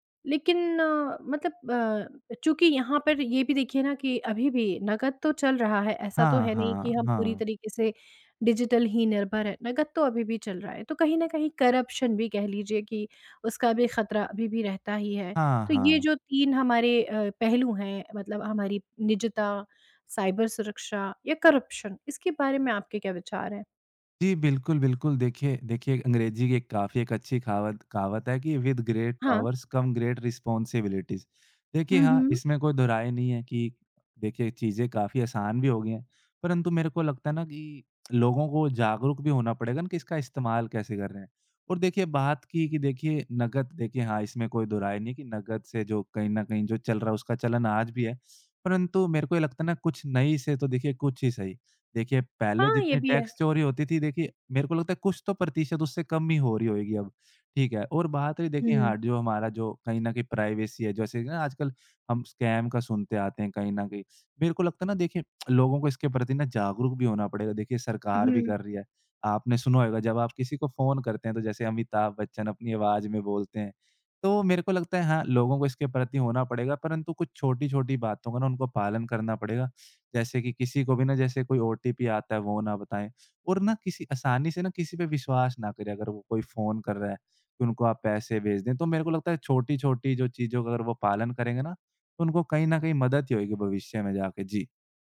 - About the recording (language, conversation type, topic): Hindi, podcast, भविष्य में डिजिटल पैसे और नकदी में से किसे ज़्यादा तरजीह मिलेगी?
- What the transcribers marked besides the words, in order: in English: "डिजिटल"; in English: "करप्शन"; in English: "साइबर"; in English: "करप्शन"; in English: "विद ग्रेट पावर्स कम ग्रेट रिस्पॉन्सिबिलिटीज़"; tapping; in English: "टैक्स"; in English: "प्राइवेसी"; in English: "स्कैम"; tongue click